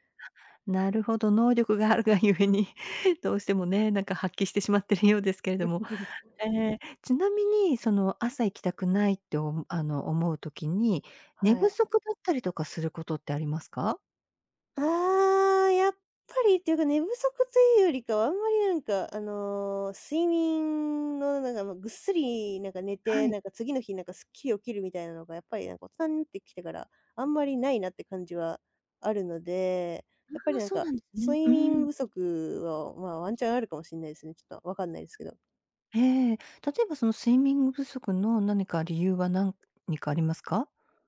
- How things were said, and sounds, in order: laughing while speaking: "能力があるが故に"; chuckle; other background noise
- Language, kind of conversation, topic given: Japanese, advice, 仕事に行きたくない日が続くのに、理由がわからないのはなぜでしょうか？